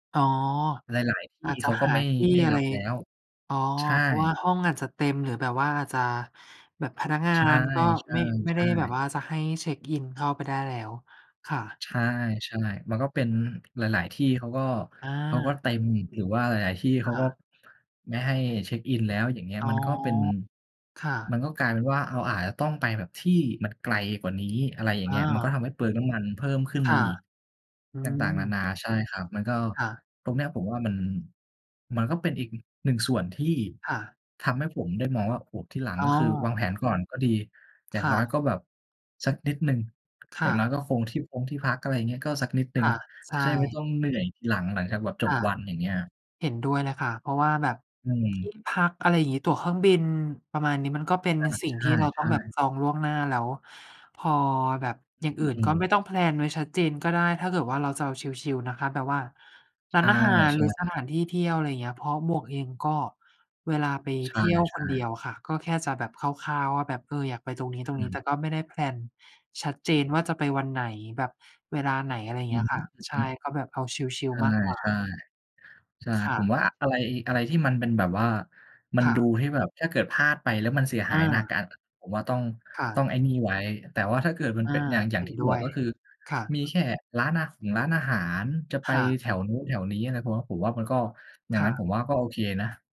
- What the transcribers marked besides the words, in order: tapping; in English: "แพลน"; other background noise
- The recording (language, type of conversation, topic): Thai, unstructured, ประโยชน์ของการวางแผนล่วงหน้าในแต่ละวัน